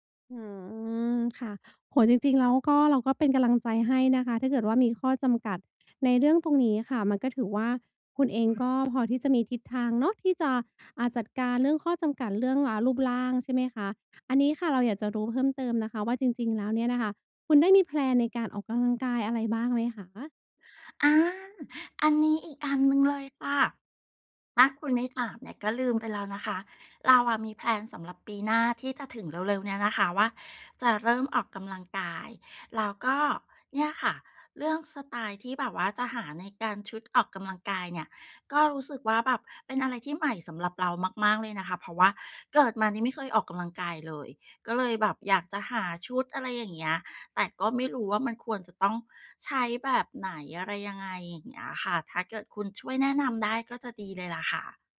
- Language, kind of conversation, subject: Thai, advice, จะเริ่มหาสไตล์ส่วนตัวที่เหมาะกับชีวิตประจำวันและงบประมาณของคุณได้อย่างไร?
- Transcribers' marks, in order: none